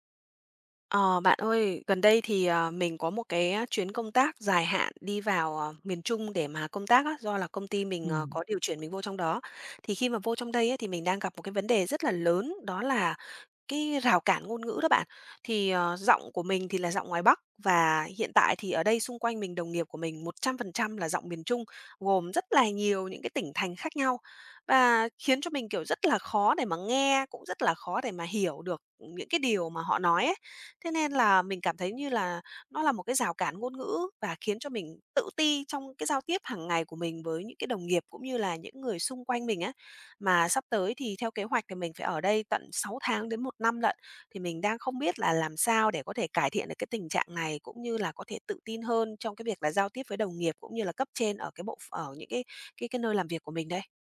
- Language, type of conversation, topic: Vietnamese, advice, Bạn đã từng cảm thấy tự ti thế nào khi rào cản ngôn ngữ cản trở việc giao tiếp hằng ngày?
- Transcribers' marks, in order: tapping